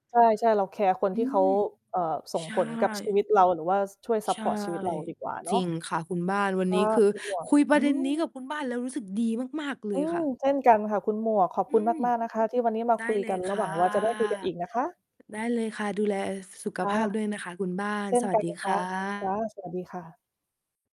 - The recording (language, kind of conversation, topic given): Thai, unstructured, คุณเคยรู้สึกไหมว่าต้องเปลี่ยนตัวเองเพื่อคนอื่น?
- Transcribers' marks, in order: other background noise; distorted speech; tapping